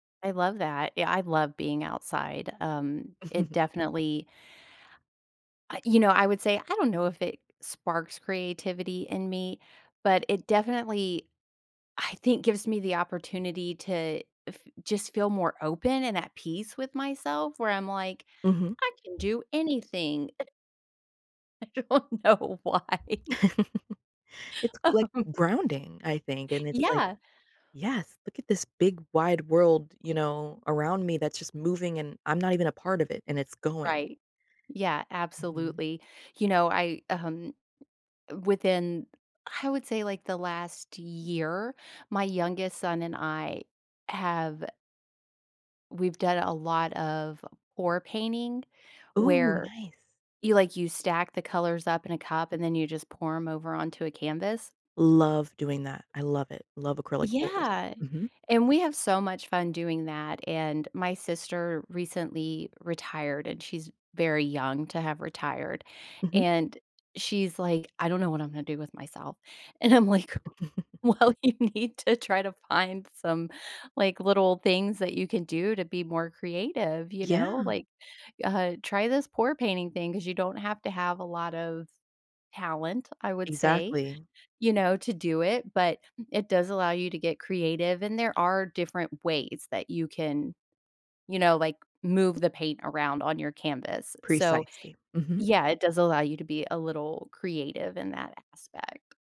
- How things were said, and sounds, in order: chuckle; other background noise; other noise; laughing while speaking: "I don't know why"; chuckle; laugh; tapping; laughing while speaking: "like, Well, you need to try to"; chuckle
- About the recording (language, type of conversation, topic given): English, unstructured, What habits help me feel more creative and open to new ideas?